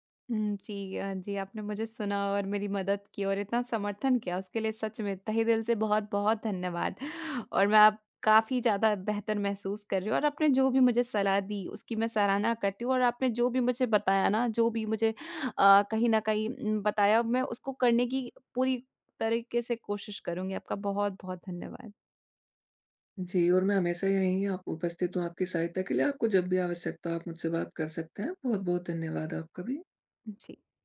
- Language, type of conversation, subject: Hindi, advice, क्यों मुझे बजट बनाना मुश्किल लग रहा है और मैं शुरुआत कहाँ से करूँ?
- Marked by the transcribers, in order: none